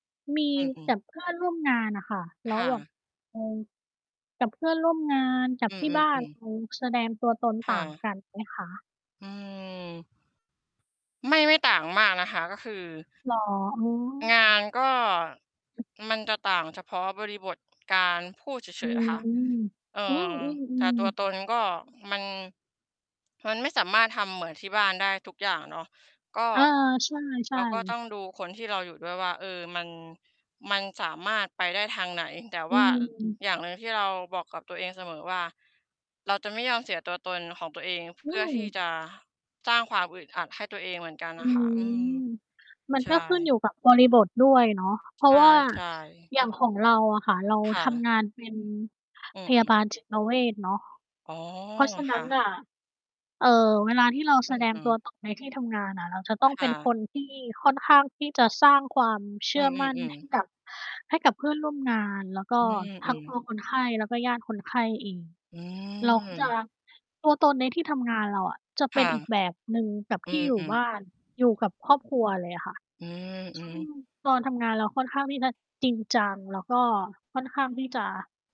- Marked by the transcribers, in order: distorted speech; other noise; other background noise; background speech
- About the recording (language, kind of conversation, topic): Thai, unstructured, คุณคิดว่าการแสดงตัวตนสำคัญอย่างไรในชีวิตประจำวัน?